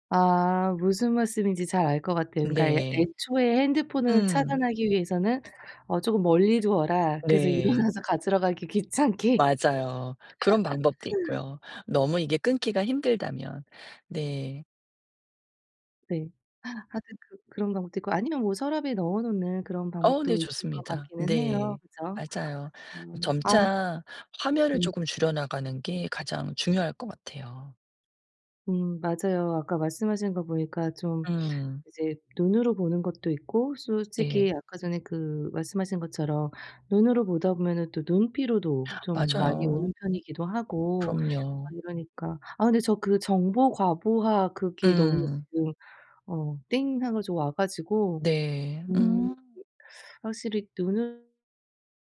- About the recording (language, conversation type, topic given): Korean, advice, 디지털 방해 요소를 줄여 더 쉽게 집중하려면 어떻게 해야 하나요?
- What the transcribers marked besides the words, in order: tapping; other background noise; laughing while speaking: "일어나서"; laughing while speaking: "귀찮게"; laugh; gasp